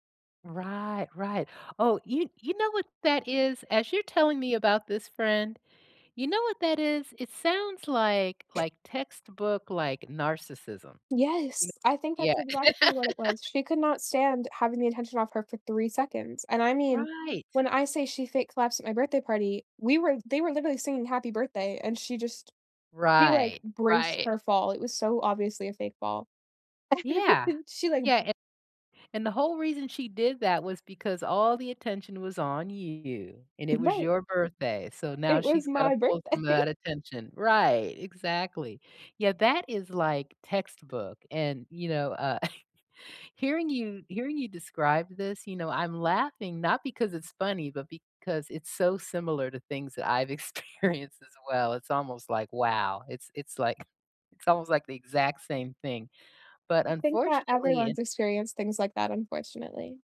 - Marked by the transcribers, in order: other background noise; tapping; laugh; laugh; laughing while speaking: "birthday"; chuckle; laughing while speaking: "experienced"
- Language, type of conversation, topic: English, unstructured, What does being a good friend mean to you?
- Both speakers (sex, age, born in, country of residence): female, 20-24, United States, United States; female, 55-59, United States, United States